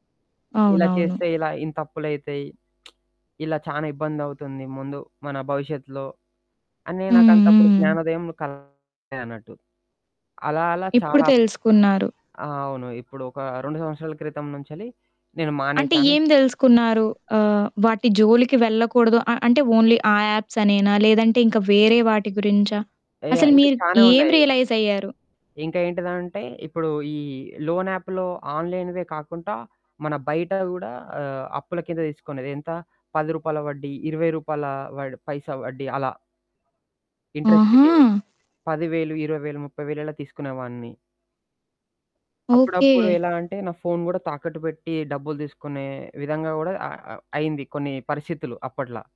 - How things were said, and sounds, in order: static; other background noise; lip smack; distorted speech; in English: "ఓన్లీ"; in English: "యాప్స్"; in English: "రియలైజ్"; in English: "లోన్ యాప్‌లో ఆన్‌లైన్‌వే"; in English: "ఇంట్రెస్ట్‌కి"
- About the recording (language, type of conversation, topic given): Telugu, podcast, మీ గత తప్పుల నుంచి మీరు నేర్చుకున్న అత్యంత ముఖ్యమైన పాఠం ఏమిటి?